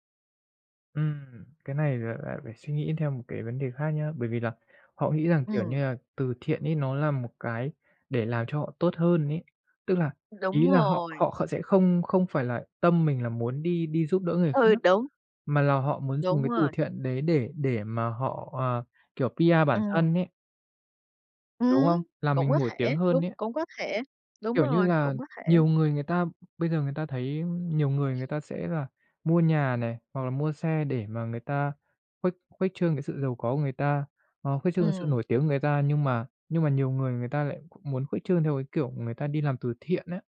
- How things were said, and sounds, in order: in English: "P-R"; tapping; other background noise
- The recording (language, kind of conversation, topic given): Vietnamese, unstructured, Tiền có làm con người thay đổi tính cách không?